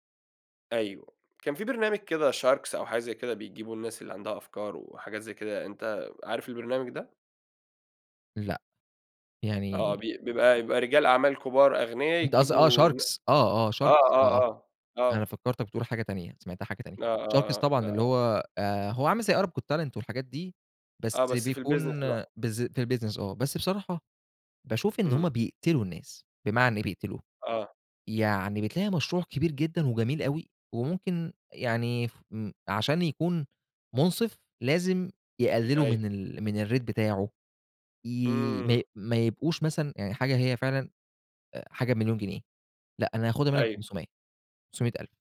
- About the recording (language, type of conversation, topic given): Arabic, podcast, إزاي تقدر تكتشف شغفك؟
- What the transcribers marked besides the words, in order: in English: "Sharks"; in English: "sharks"; in English: "sharks"; other noise; in English: "sharks"; in English: "Arab Got Talent"; in English: "الbusiness"; in English: "الbusiness"; in English: "الrate"